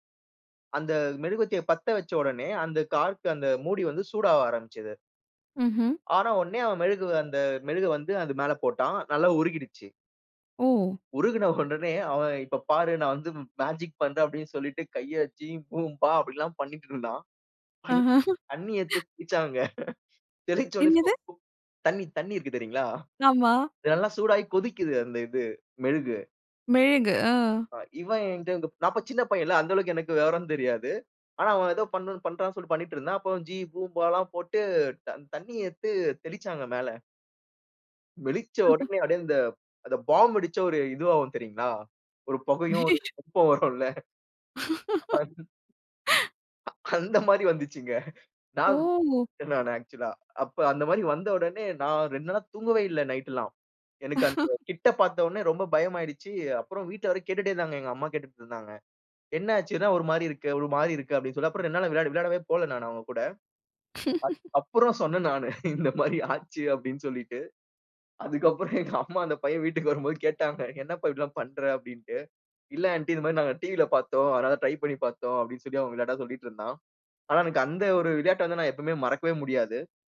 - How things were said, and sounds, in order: in English: "கார்க்கு"; laughing while speaking: "உடனே"; laughing while speaking: "ஆஹா!"; laughing while speaking: "தண்ணீ எடுத்து தெளிச்சாங்க"; unintelligible speech; laughing while speaking: "ஆமா"; chuckle; laughing while speaking: "ஒரு வெப்பம்"; unintelligible speech; other background noise; chuckle; laughing while speaking: "அந்த மாதிரி வந்துச்சுங்க"; laugh; other noise; unintelligible speech; in English: "ஆக்சுவல்ஆ"; drawn out: "ஓ!"; chuckle; laughing while speaking: "இந்த மாதிரி ஆச்சு அப்படின்னு சொல்லிட்டு … ட்ரை பண்ணி பார்த்தோம்"; chuckle
- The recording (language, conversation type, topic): Tamil, podcast, உங்கள் முதல் நண்பருடன் நீங்கள் எந்த விளையாட்டுகளை விளையாடினீர்கள்?